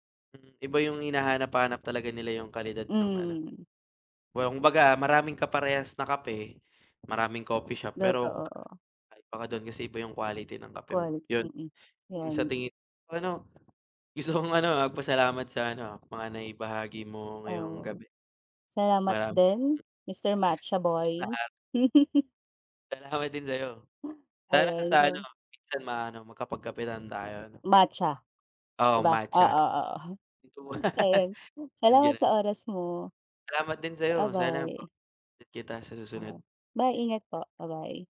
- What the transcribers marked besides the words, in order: "Kumbaga" said as "wumbaga"; tapping; laugh; laugh
- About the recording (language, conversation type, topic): Filipino, unstructured, Ano ang palagay mo sa sobrang pagtaas ng presyo ng kape sa mga sikat na kapihan?